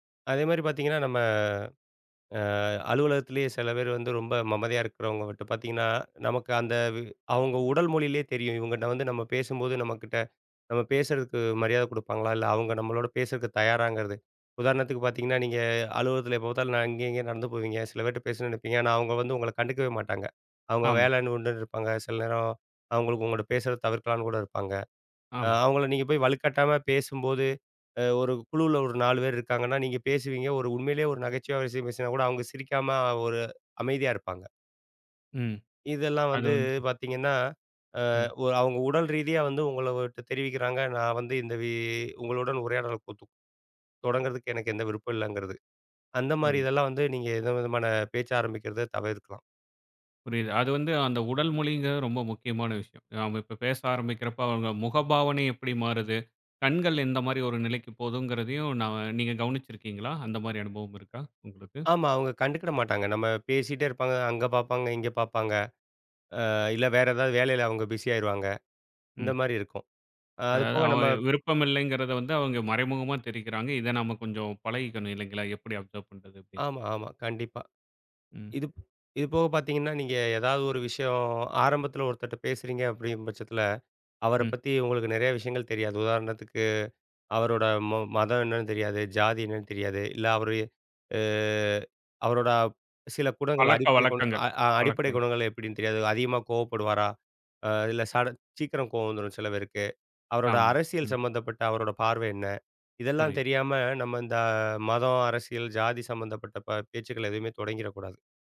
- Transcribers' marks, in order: "அமைதியா" said as "மமதையா"; "பார்த்தீங்கன்னா" said as "பாத்தீங்கன்னா"; other noise; "அ" said as "ஓ"; "அவங்க" said as "அவுங்க"; "உங்களுட்ட" said as "உங்களஒட்டு"; drawn out: "வி"; unintelligible speech; "விஷயம்" said as "விஷியம்"; "அவங்க" said as "அவுங்க"; "போகுதுங்கிறதையும்" said as "போதுங்கிறதையும்"; "பார்ப்பாங்க" said as "பாப்பாங்க"; "பார்ப்பாங்க" said as "பாப்பாங்க"; in English: "பிசி"; "ஆகிருவாங்க" said as "ஆயிருவாங்க"; "அவங்க" said as "அவஅவ"; "இல்லைகிறத" said as "இல்லைங்கிறத"; in English: "அப்சர்வ்"; "அப்பிடீன்டு" said as "அப்டீன்"; "பார்த்தீங்கன்னா" said as "பாத்தீங்கன்னா"; "விஷயம்" said as "விஷியம்"; "ஆரம்பத்தில" said as "ஆரம்பத்துல"; "அப்டின்ற" said as "அப்டின்னு"; "பட்சத்தில" said as "பட்சத்துல"; "விஷயங்கள்" said as "விஷியங்கள்"; drawn out: "அ"; "அவரோட" said as "அவரோடப்"; in English: "சடன்"
- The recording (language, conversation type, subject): Tamil, podcast, சின்ன உரையாடலை எப்படித் தொடங்குவீர்கள்?